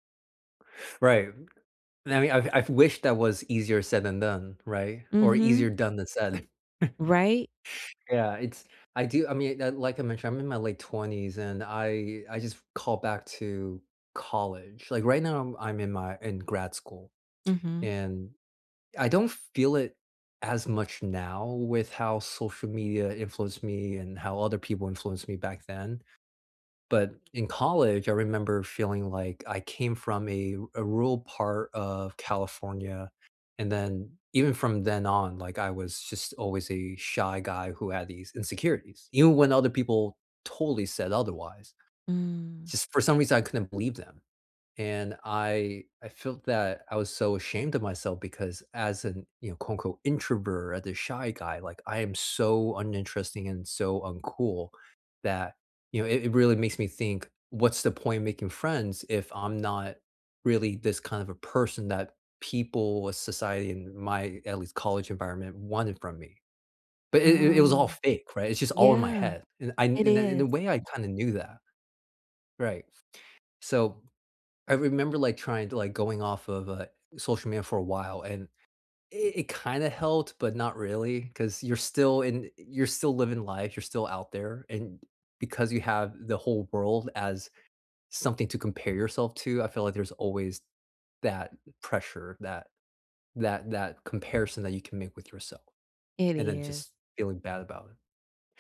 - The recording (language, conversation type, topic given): English, unstructured, Why do I feel ashamed of my identity and what helps?
- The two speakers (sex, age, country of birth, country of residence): female, 45-49, United States, United States; male, 30-34, United States, United States
- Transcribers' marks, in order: chuckle; tapping